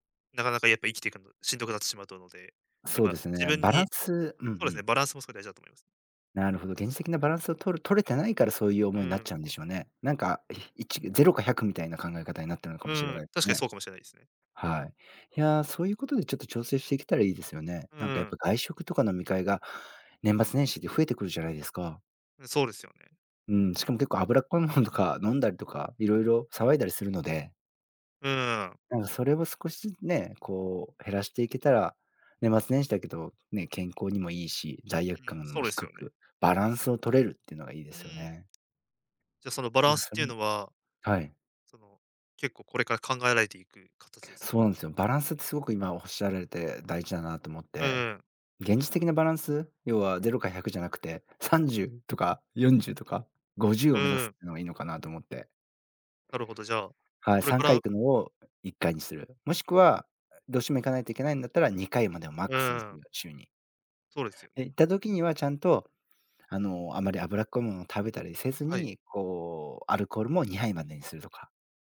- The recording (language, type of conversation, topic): Japanese, advice, 外食や飲み会で食べると強い罪悪感を感じてしまうのはなぜですか？
- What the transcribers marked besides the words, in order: laughing while speaking: "さんじゅう とか よんじゅう とか"